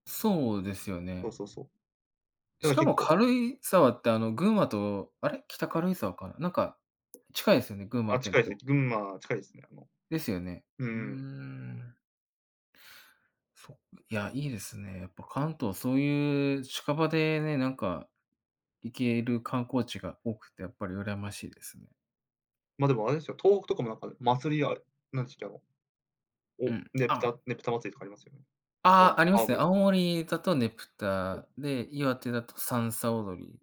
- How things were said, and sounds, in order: tapping
- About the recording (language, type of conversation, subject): Japanese, unstructured, 地域のおすすめスポットはどこですか？